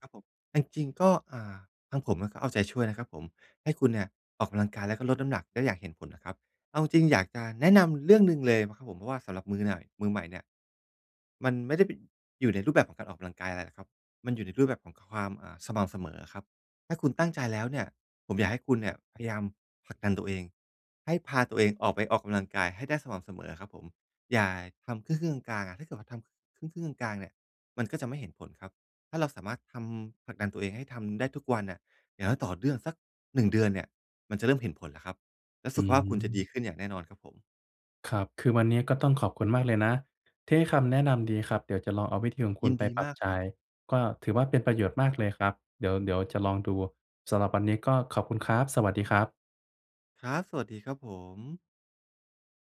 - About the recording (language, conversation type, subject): Thai, advice, ฉันจะวัดความคืบหน้าเล็กๆ ในแต่ละวันได้อย่างไร?
- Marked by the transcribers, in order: "ใช้" said as "จาย"